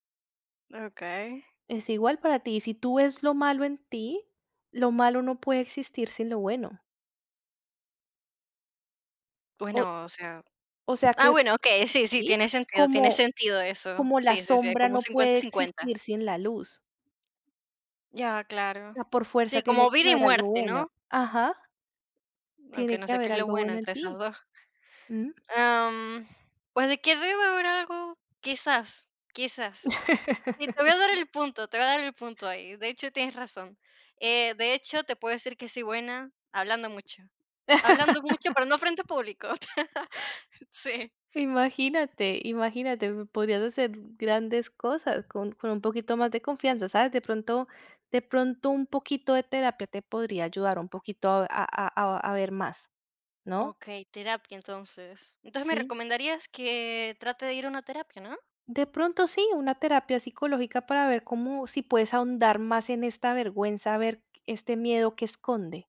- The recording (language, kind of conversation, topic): Spanish, advice, ¿Cómo te has sentido cuando te da ansiedad intensa antes de hablar en público?
- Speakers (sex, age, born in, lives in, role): female, 35-39, Colombia, Italy, advisor; female, 50-54, Venezuela, Portugal, user
- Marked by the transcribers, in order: tapping; chuckle